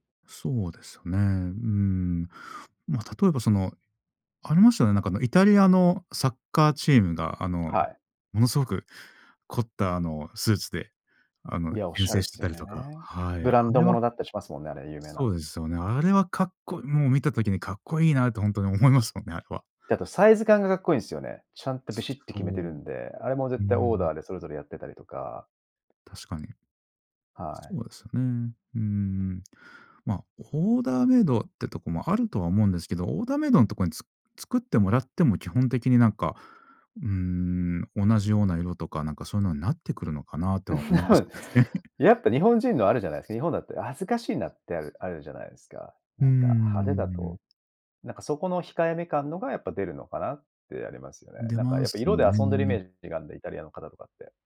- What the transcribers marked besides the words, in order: laughing while speaking: "思いますもんね、あれは"; tapping; unintelligible speech; chuckle; other background noise; laughing while speaking: "ますね"; chuckle
- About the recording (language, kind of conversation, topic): Japanese, podcast, 文化的背景は服選びに表れると思いますか？